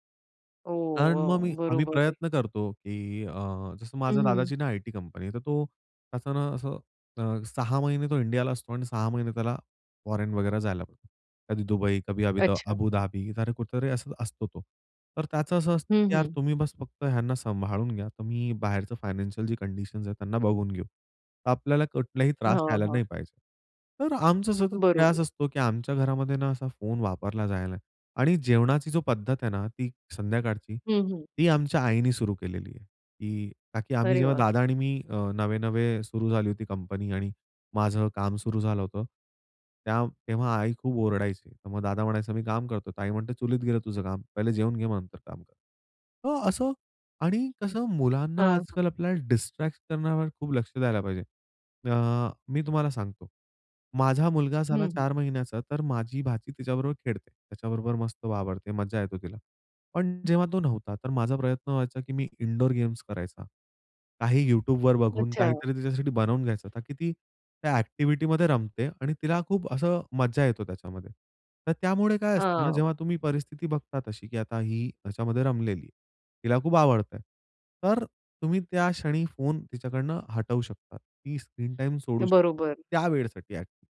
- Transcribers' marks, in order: tapping; other noise; other background noise; in English: "इनडोअर"; in English: "स्क्रीन टाईम"
- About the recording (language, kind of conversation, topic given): Marathi, podcast, घरात मोबाईल वापराचे नियम कसे ठरवावेत?